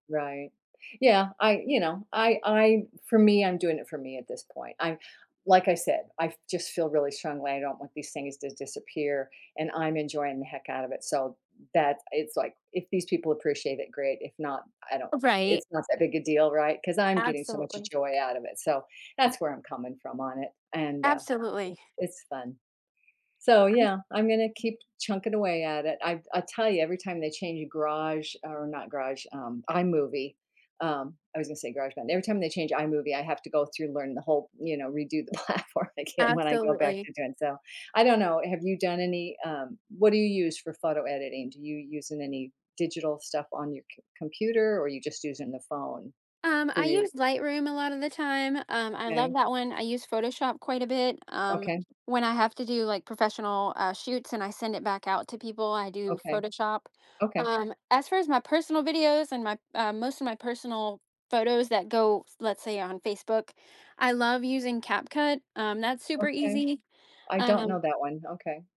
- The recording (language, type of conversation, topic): English, unstructured, Why do photos play such a big role in how we remember our experiences?
- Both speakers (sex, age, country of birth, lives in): female, 30-34, United States, United States; female, 70-74, United States, United States
- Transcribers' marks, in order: other background noise; tapping; laughing while speaking: "platform"